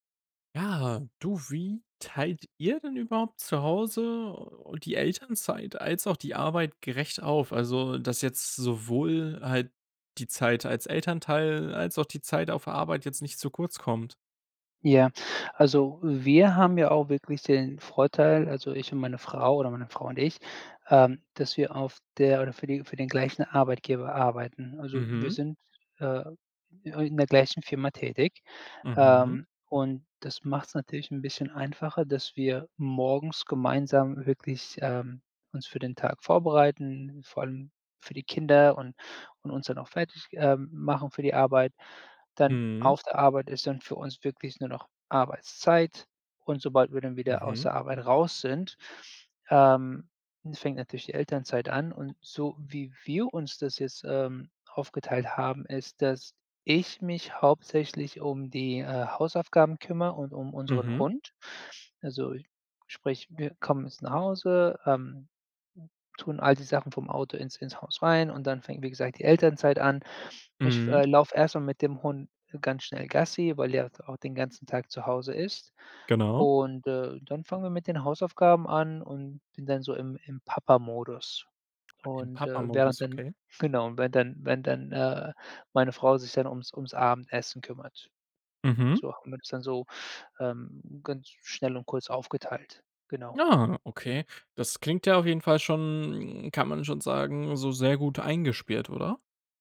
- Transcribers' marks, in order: other background noise
- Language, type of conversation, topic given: German, podcast, Wie teilt ihr Elternzeit und Arbeit gerecht auf?